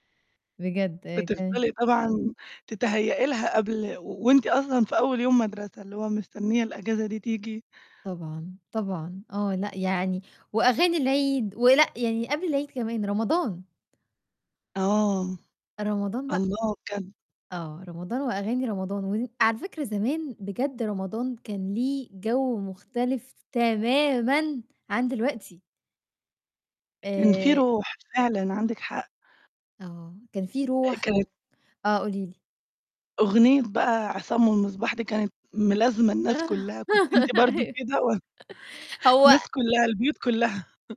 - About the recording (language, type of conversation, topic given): Arabic, podcast, إيه مزيكا الطفولة اللي لسه عايشة معاك لحد دلوقتي؟
- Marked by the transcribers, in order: unintelligible speech; other background noise; tapping; distorted speech; laugh; laughing while speaking: "أيوه"; laughing while speaking: "و الناس كلّها، البيوت كلّها"